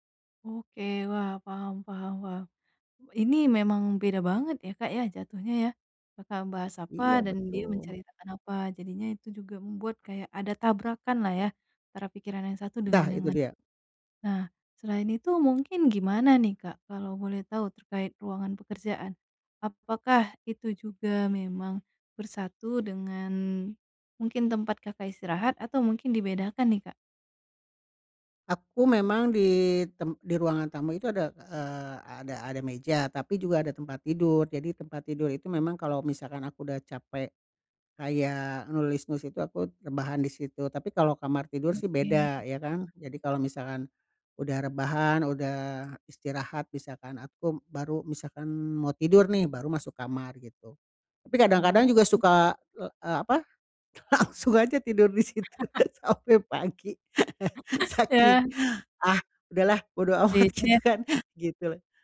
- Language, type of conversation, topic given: Indonesian, advice, Mengurangi kekacauan untuk fokus berkarya
- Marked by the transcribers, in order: other background noise; tongue click; laughing while speaking: "langsung aja tidur di situ, sampai pagi. Saking"; laugh; laugh; laughing while speaking: "bodo amat! gitu, kan"